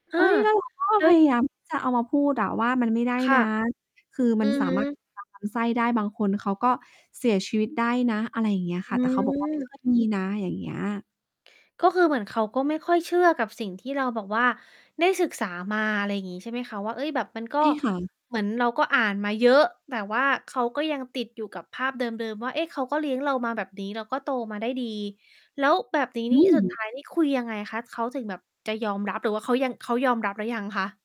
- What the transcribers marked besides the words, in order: distorted speech; static; mechanical hum; stressed: "เยอะ"
- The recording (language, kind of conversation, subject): Thai, podcast, คุณเคยเจอความขัดแย้งระหว่างค่านิยมดั้งเดิมกับค่านิยมสมัยใหม่ไหม?